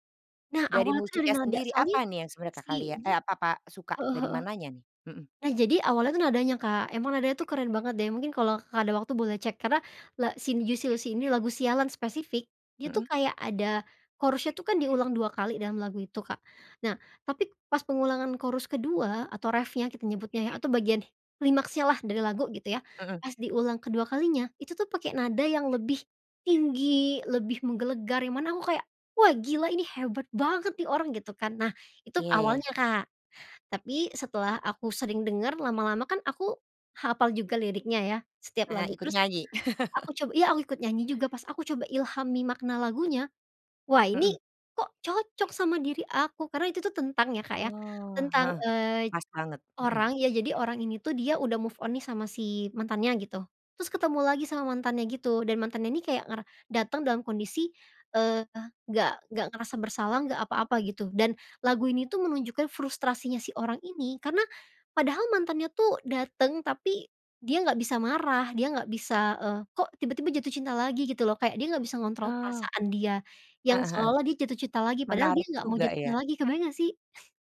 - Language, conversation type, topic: Indonesian, podcast, Bagaimana media sosial mengubah cara kita menikmati musik?
- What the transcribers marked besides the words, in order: other background noise; in English: "chorus-nya"; in English: "chorus"; laugh; tapping; in English: "move on"